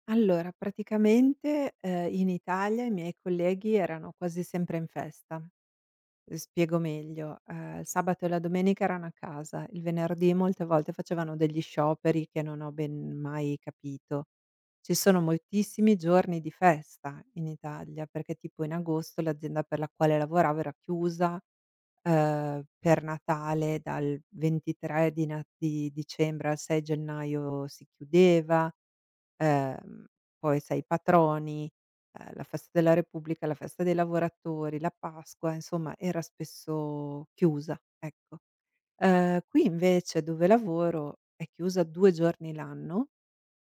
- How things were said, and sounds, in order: none
- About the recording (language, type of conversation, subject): Italian, advice, Come descriveresti il tuo nuovo lavoro in un’azienda con una cultura diversa?